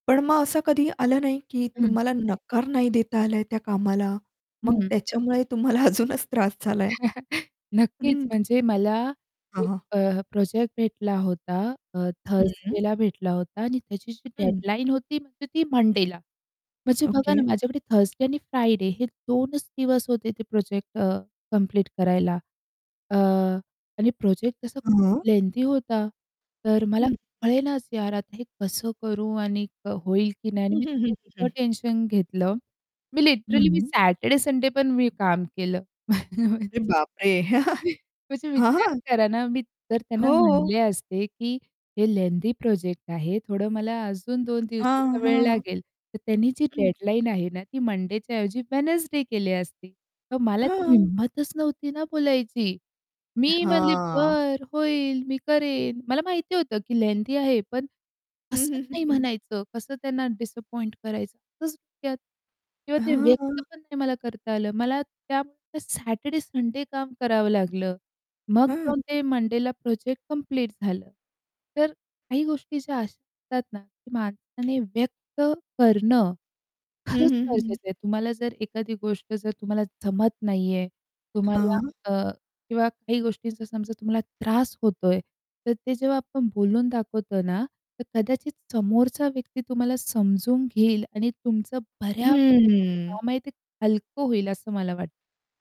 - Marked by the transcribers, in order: static; unintelligible speech; other background noise; laughing while speaking: "तुम्हाला अजूनच त्रास झालाय?"; laugh; distorted speech; tapping; in English: "लिटरली"; laugh; laughing while speaking: "म्हणजे विचार करा ना"; chuckle; unintelligible speech; unintelligible speech; put-on voice: "खरंच"
- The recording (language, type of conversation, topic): Marathi, podcast, कामामुळे उदास वाटू लागल्यावर तुम्ही लगेच कोणती साधी गोष्ट करता?